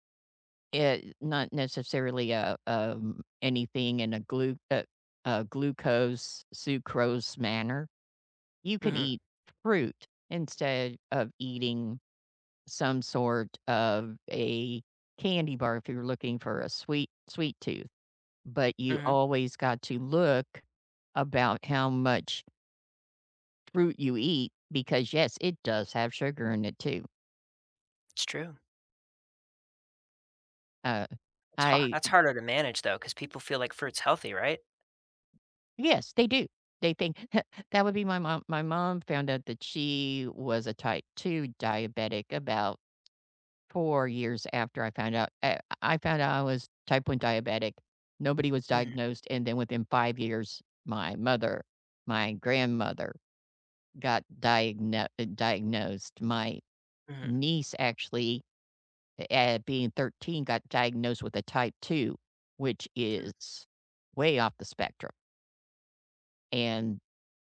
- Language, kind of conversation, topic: English, unstructured, How can you persuade someone to cut back on sugar?
- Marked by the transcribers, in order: tapping; chuckle